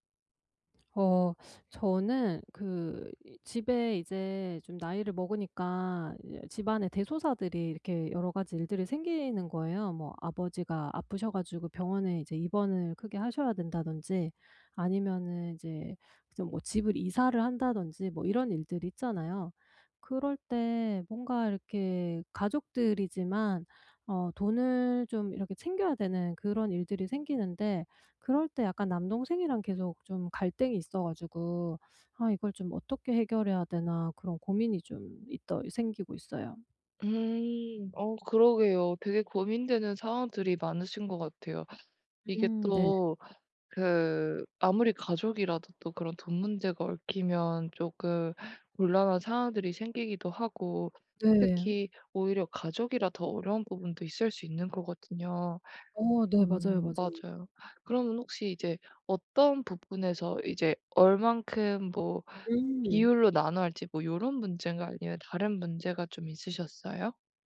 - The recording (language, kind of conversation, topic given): Korean, advice, 돈 문제로 갈등이 생겼을 때 어떻게 평화롭게 해결할 수 있나요?
- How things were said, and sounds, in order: tapping